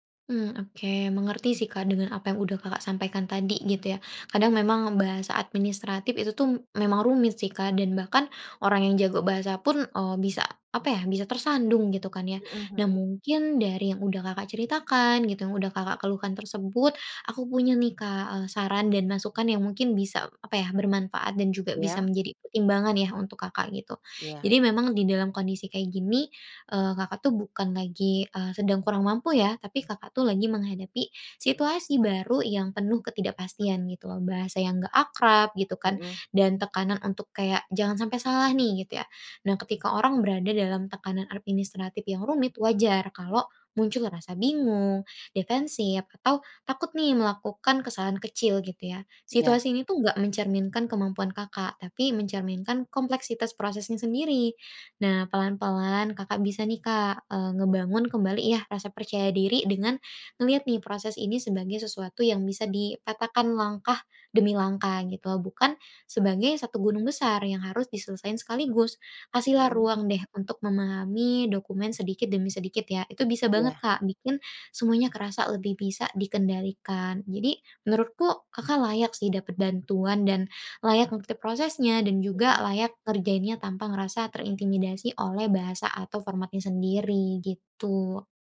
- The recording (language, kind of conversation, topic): Indonesian, advice, Apa saja masalah administrasi dan dokumen kepindahan yang membuat Anda bingung?
- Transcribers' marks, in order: other background noise; tapping